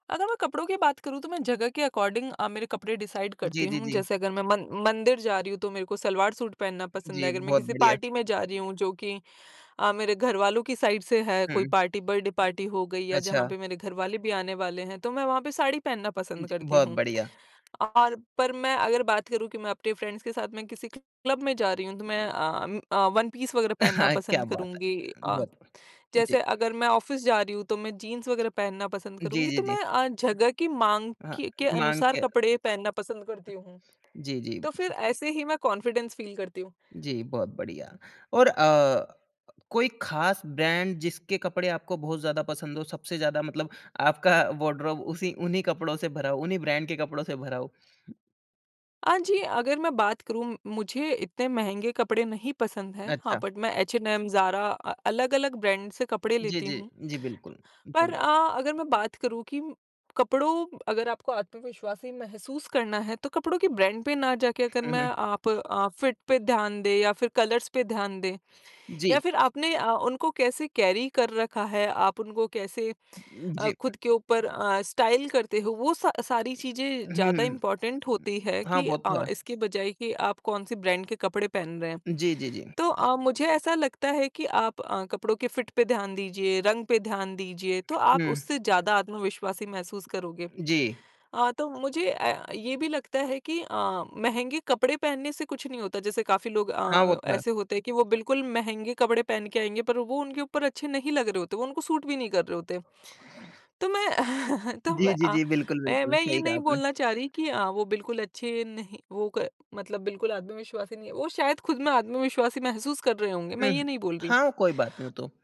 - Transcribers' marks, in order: in English: "अकॉर्डिंग"; in English: "डिसाइड"; in English: "पार्टी"; other background noise; in English: "साइड"; in English: "पार्टी बर्थडे पार्टी"; in English: "फ्रेंड्स"; chuckle; in English: "वन पीस"; in English: "ऑफिस"; tapping; in English: "कॉन्फिडेंस फील"; in English: "वार्डरोब"; in English: "बट"; unintelligible speech; in English: "कलर्स"; in English: "कैरी"; in English: "स्टाइल"; in English: "इम्पोर्टेंट"; in English: "सूट"; laugh; sniff
- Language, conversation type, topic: Hindi, podcast, कपड़े पहनने से आपको कितना आत्मविश्वास मिलता है?